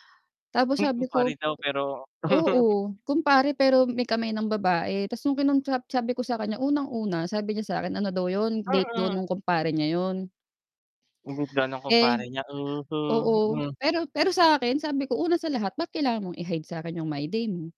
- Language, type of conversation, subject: Filipino, unstructured, Ano ang pinakamasamang karanasan mo sa pag-ibig?
- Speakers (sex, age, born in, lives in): female, 35-39, Philippines, Philippines; male, 25-29, Philippines, Philippines
- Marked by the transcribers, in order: chuckle; static; distorted speech